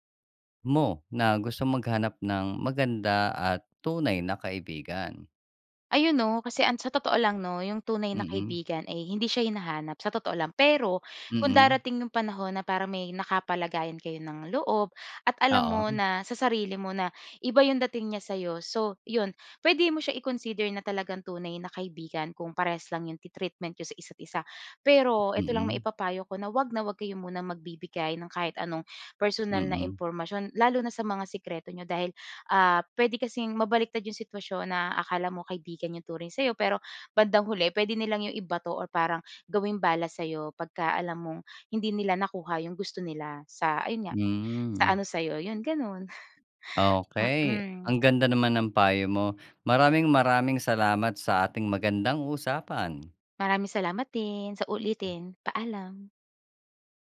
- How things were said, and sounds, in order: tapping; in English: "i-consider"; chuckle
- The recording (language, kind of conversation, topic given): Filipino, podcast, Anong pangyayari ang nagbunyag kung sino ang mga tunay mong kaibigan?